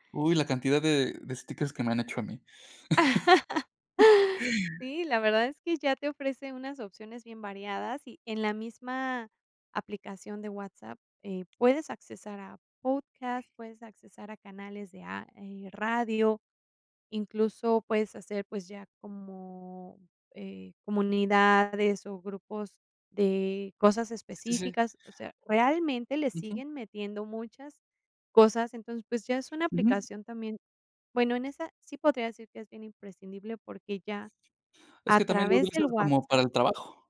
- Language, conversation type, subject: Spanish, podcast, ¿Cuál es una aplicación que no puedes dejar de usar y por qué?
- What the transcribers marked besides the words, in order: chuckle; tapping; other background noise